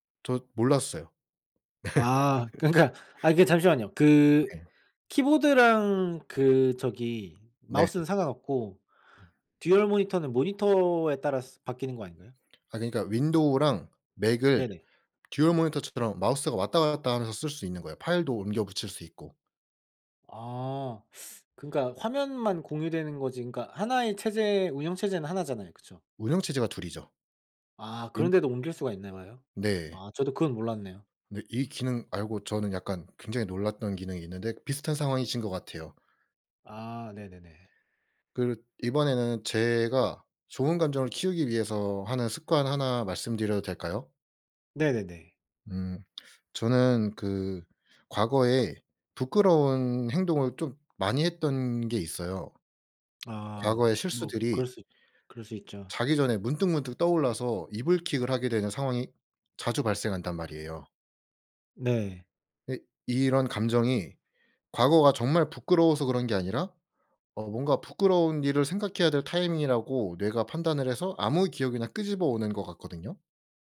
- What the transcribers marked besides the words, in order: laugh; other background noise; tapping
- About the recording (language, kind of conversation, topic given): Korean, unstructured, 좋은 감정을 키우기 위해 매일 실천하는 작은 습관이 있으신가요?